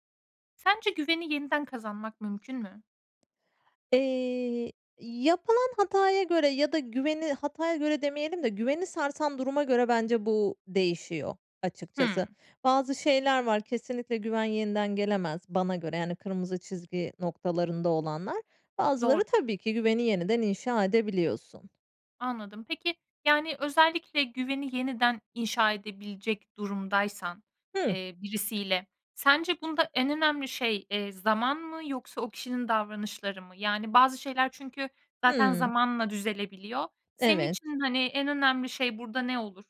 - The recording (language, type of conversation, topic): Turkish, podcast, Güveni yeniden kazanmak mümkün mü, nasıl olur sence?
- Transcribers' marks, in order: other background noise